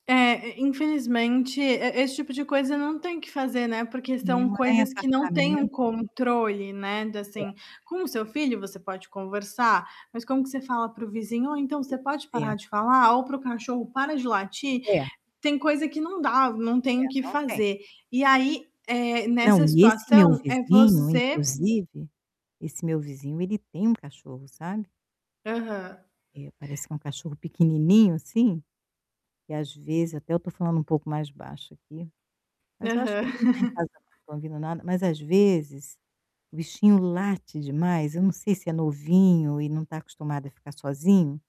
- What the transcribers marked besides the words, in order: unintelligible speech; tapping; distorted speech; other background noise; chuckle; static
- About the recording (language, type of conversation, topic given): Portuguese, advice, Como posso reduzir ruídos e interrupções no meu espaço?